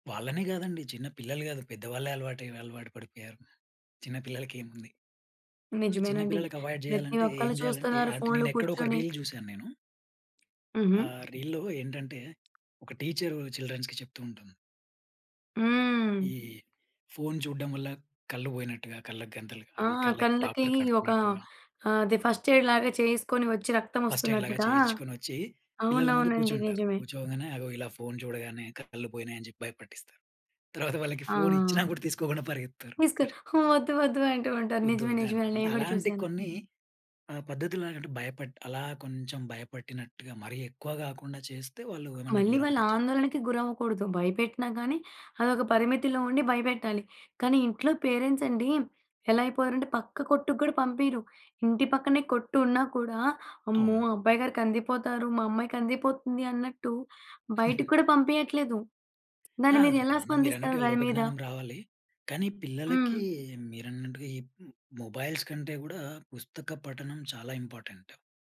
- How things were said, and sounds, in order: in English: "అవాయిడ్"; in English: "రీల్"; tapping; in English: "రీల్‌లో"; in English: "చిల్డ్రన్స్‌కి"; in English: "డాక్టర్"; in English: "ఫస్ట్ ఎయిడ్‌లాగా"; in English: "ఫస్ట్ ఎయిడ్‌లాగా"; chuckle; other background noise; giggle; in English: "మొబైల్స్"; in English: "ఇంపార్టెంట్"
- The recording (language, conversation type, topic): Telugu, podcast, మీ కుటుంబంలో బెడ్‌టైమ్ కథలకు అప్పట్లో ఎంత ప్రాముఖ్యం ఉండేది?